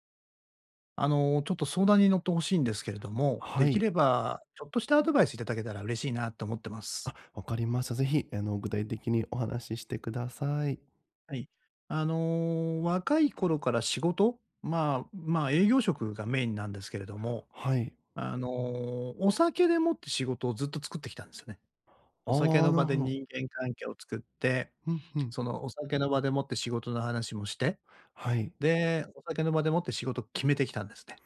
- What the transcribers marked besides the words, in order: none
- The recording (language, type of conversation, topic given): Japanese, advice, 断りづらい誘いを上手にかわすにはどうすればいいですか？